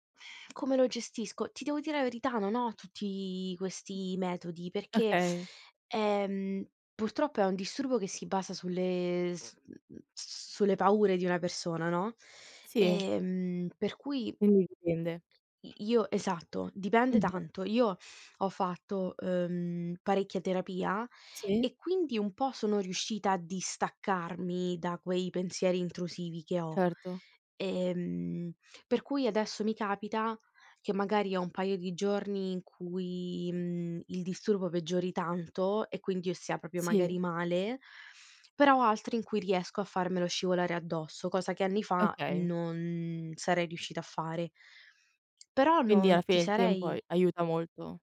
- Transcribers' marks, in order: other background noise; tapping
- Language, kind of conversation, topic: Italian, unstructured, Come affronti i momenti di ansia o preoccupazione?